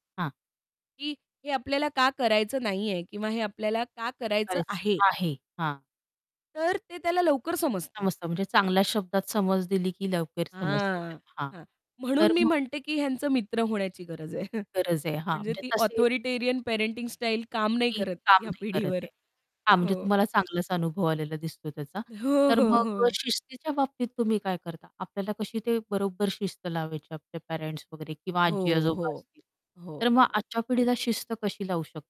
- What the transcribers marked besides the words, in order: unintelligible speech; other background noise; static; distorted speech; chuckle; in English: "ऑथॉरिटेरियन पॅरेंटिंग"; tapping
- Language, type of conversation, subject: Marathi, podcast, मुलं वाढवण्याच्या पद्धती पिढीनुसार कशा बदलतात?